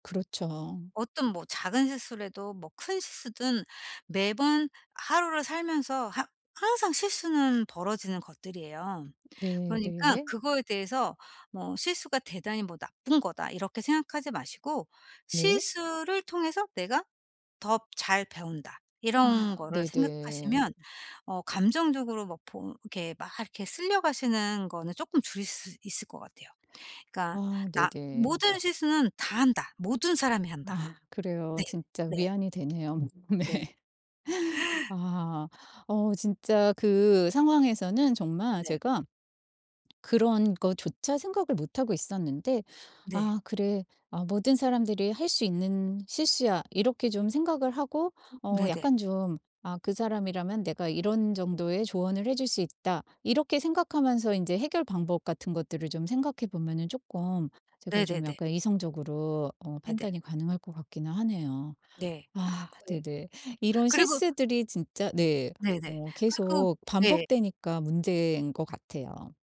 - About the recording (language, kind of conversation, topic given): Korean, advice, 어떻게 하면 실수한 뒤에도 자신에게 더 친절할 수 있을까요?
- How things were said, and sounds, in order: other background noise; laughing while speaking: "네"; laugh; tapping; unintelligible speech